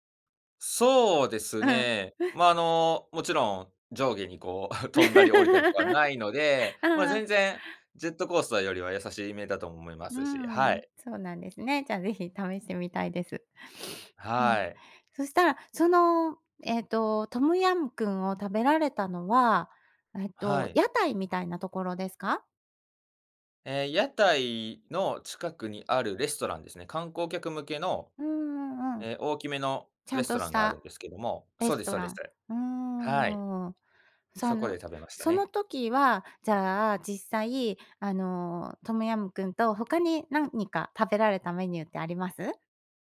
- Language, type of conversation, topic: Japanese, podcast, 食べ物の匂いで思い出す場所ってある？
- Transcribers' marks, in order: chuckle; laugh; sniff